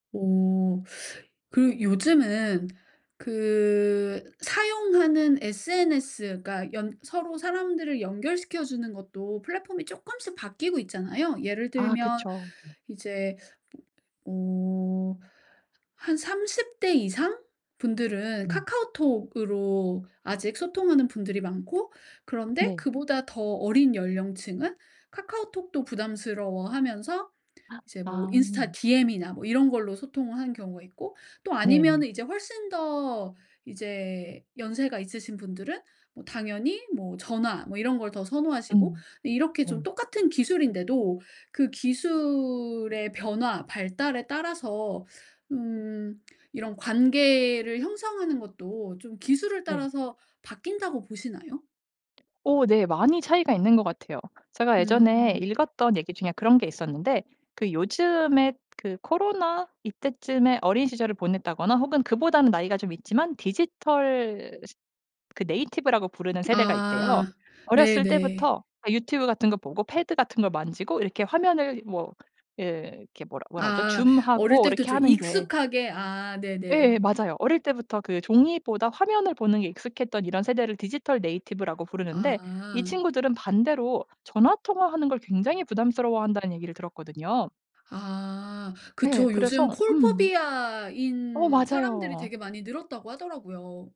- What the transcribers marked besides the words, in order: tapping; inhale; in English: "네이티브"; in English: "디지털 네이티브"; in English: "call phobia인"
- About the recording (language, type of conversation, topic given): Korean, podcast, 기술의 발달로 인간관계가 어떻게 달라졌나요?